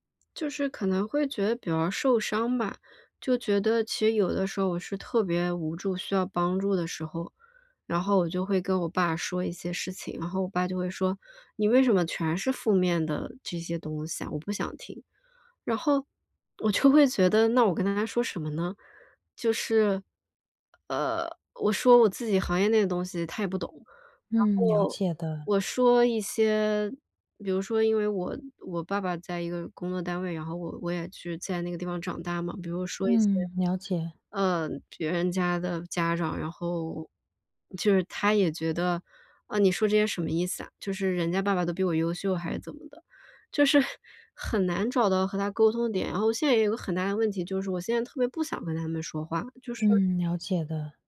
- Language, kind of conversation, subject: Chinese, advice, 我怎样在变化中保持心理韧性和自信？
- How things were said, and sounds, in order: laughing while speaking: "就会"; laughing while speaking: "是"